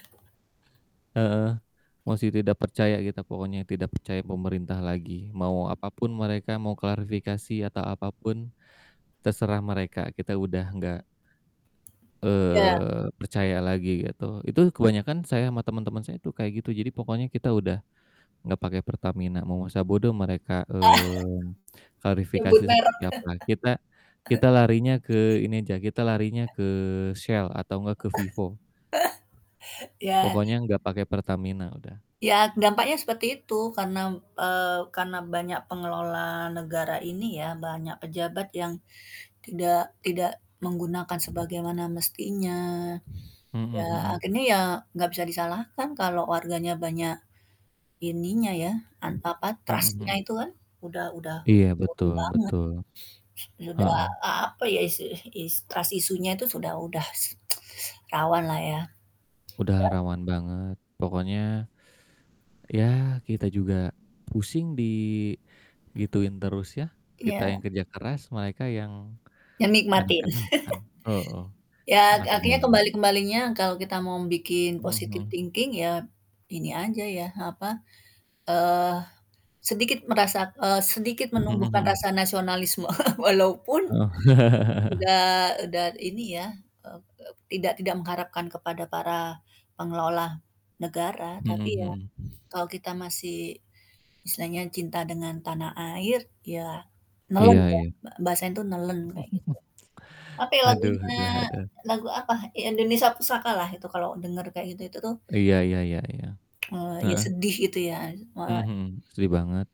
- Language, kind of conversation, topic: Indonesian, unstructured, Bagaimana perasaanmu saat melihat pejabat hidup mewah dari uang rakyat?
- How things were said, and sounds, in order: tapping; chuckle; static; chuckle; other background noise; chuckle; in English: "trust-nya"; in English: "trust issue-nya"; tsk; teeth sucking; laugh; in English: "positive thinking"; chuckle; chuckle